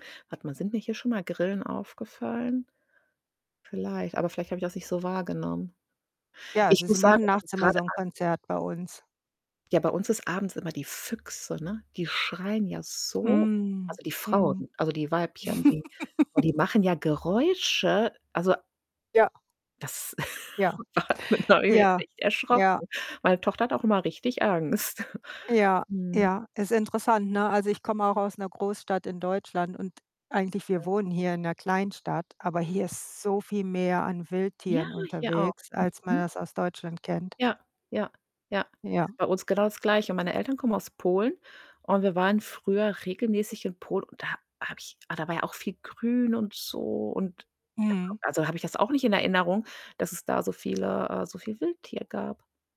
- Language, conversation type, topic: German, unstructured, Was überrascht dich an der Tierwelt in deiner Gegend am meisten?
- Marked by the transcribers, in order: distorted speech; other background noise; laugh; tapping; chuckle; unintelligible speech; chuckle; unintelligible speech